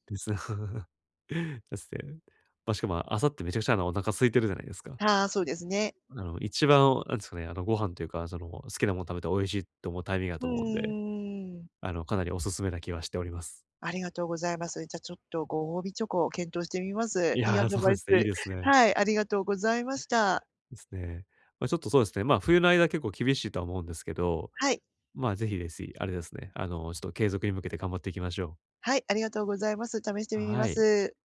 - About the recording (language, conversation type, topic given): Japanese, advice, 朝にすっきり目覚めて一日元気に過ごすにはどうすればいいですか？
- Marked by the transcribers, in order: laughing while speaking: "です"; chuckle